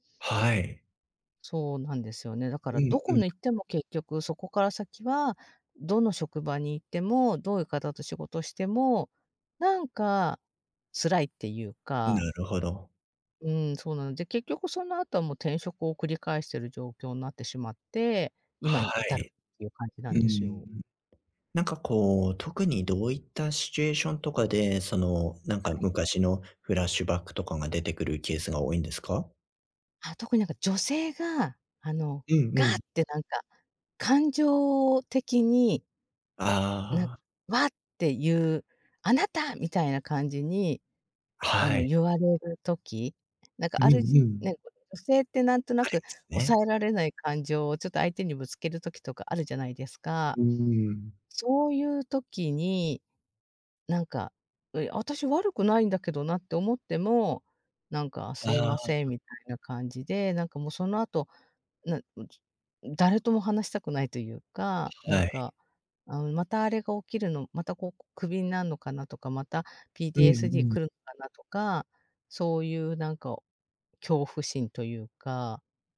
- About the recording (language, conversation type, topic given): Japanese, advice, 子どもの頃の出来事が今の行動に影響しているパターンを、どうすれば変えられますか？
- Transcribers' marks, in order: tapping; in English: "フラッシュバック"